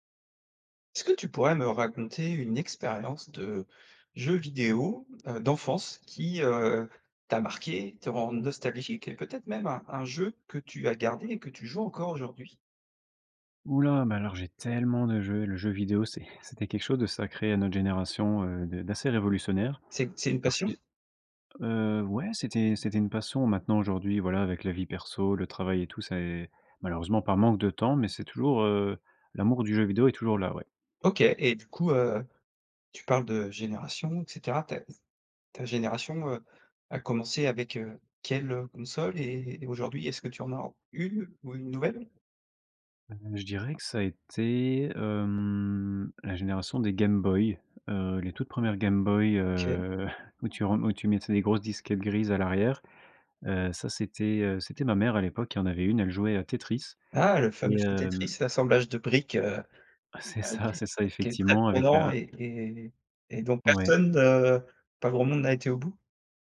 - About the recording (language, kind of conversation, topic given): French, podcast, Quelle expérience de jeu vidéo de ton enfance te rend le plus nostalgique ?
- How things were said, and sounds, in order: stressed: "tellement"; other background noise; chuckle; laughing while speaking: "C'est ça, c'est ça"